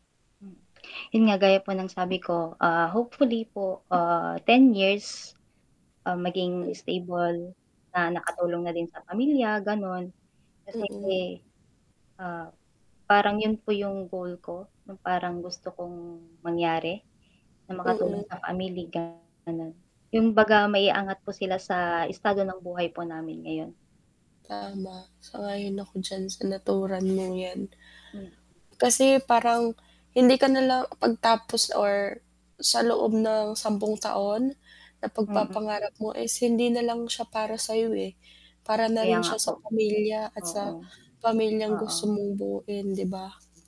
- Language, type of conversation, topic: Filipino, unstructured, Paano mo nakikita ang sarili mo pagkalipas ng sampung taon?
- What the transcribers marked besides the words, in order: static; distorted speech; other background noise; tapping